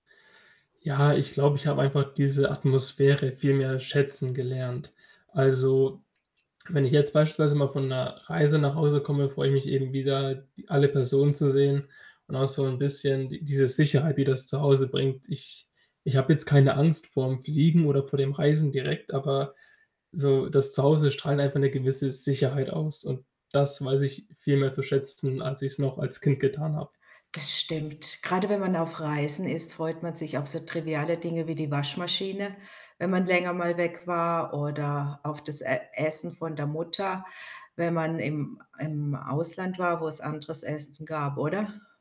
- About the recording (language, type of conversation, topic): German, podcast, Was löst bei dir sofort das Gefühl von Zuhause aus?
- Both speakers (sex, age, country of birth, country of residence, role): female, 55-59, Germany, Germany, host; male, 20-24, Germany, Germany, guest
- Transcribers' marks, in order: other background noise; tapping; static